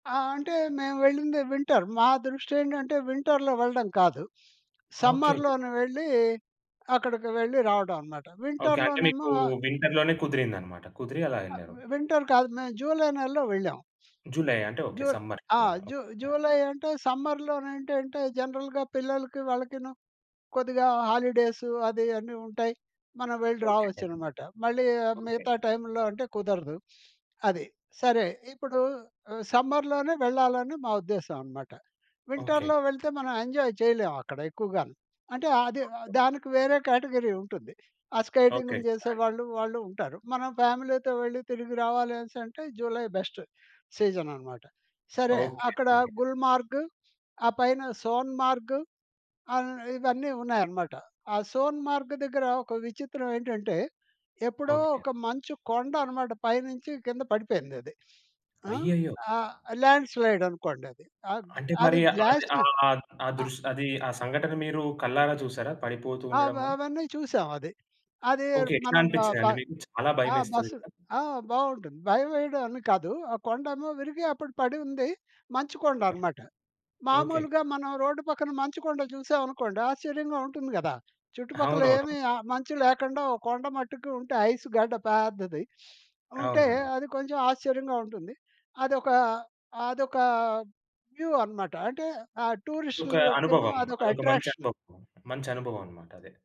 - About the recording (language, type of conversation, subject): Telugu, podcast, ఒక ప్రయాణం మీ దృష్టికోణాన్ని ఎంతగా మార్చిందో మీరు వివరంగా చెప్పగలరా?
- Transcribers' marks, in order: in English: "వింటర్"; in English: "వింటర్‌లో"; sniff; in English: "సమ్మర్‌లోనే"; other background noise; in English: "వింటర్‌లోనేమో"; in English: "వింటర్‌లోనే"; in English: "వింటర్"; sniff; in English: "సమ్మర్‌లోనే"; in English: "సమ్మర్‌లోనేంటంటే, జనరల్‌గా"; sniff; in English: "సమ్మర్‌లోనే"; in English: "వింటర్‌లో"; in English: "ఎంజాయ్"; in English: "కేటగిరీ"; unintelligible speech; in English: "ఫ్యామిలీతో"; in English: "బెస్ట్ సీజన్"; tapping; sniff; sniff; in English: "ల్యాండ్ స్లైడ్"; in English: "గ్లాసి"; sniff; in English: "వ్యూ"; in English: "అట్రాక్షన్"